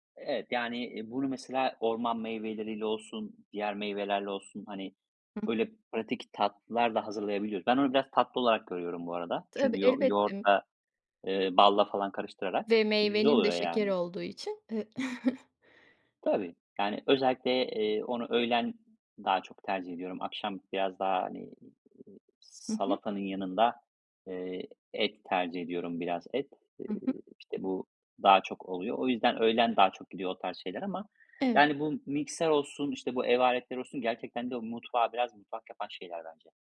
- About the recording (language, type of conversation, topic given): Turkish, podcast, Hızlı ama lezzetli akşam yemeği için hangi fikirlerin var?
- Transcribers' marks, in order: other background noise; chuckle